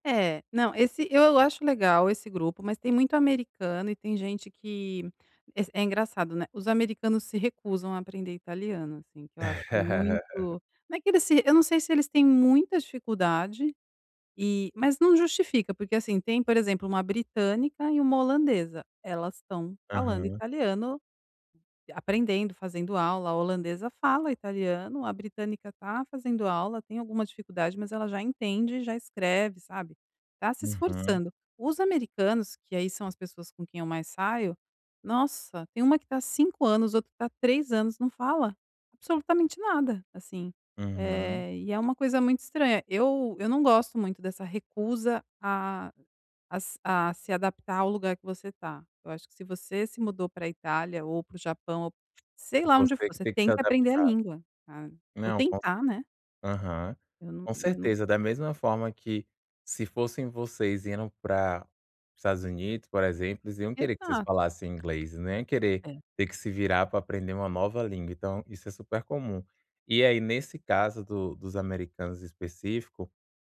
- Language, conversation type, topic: Portuguese, advice, Como posso restabelecer uma rotina e sentir-me pertencente aqui?
- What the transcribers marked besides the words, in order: laugh; tapping